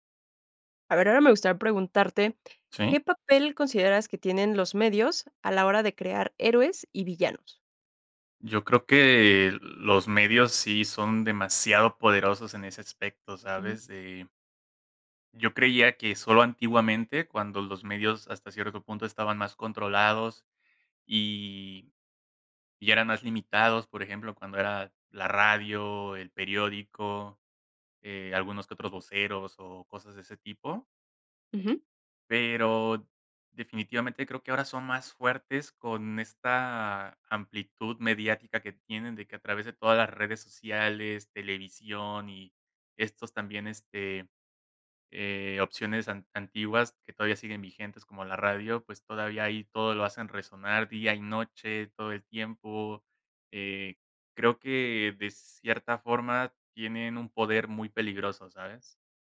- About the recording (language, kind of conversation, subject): Spanish, podcast, ¿Qué papel tienen los medios en la creación de héroes y villanos?
- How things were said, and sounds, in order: none